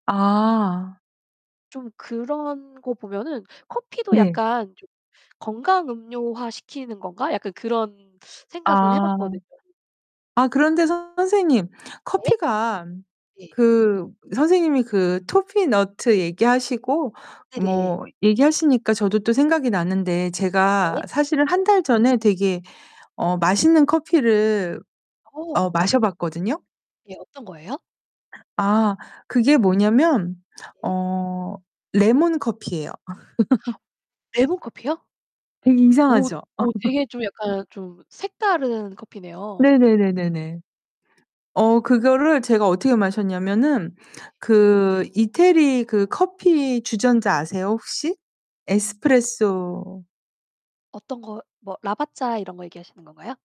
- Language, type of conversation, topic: Korean, unstructured, 매일 아침 커피 한 잔은 정말 필요한 습관일까요?
- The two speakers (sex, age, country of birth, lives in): female, 35-39, South Korea, United States; female, 50-54, South Korea, Italy
- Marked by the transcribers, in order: tapping; distorted speech; other background noise; in English: "toffee nut"; laugh; laugh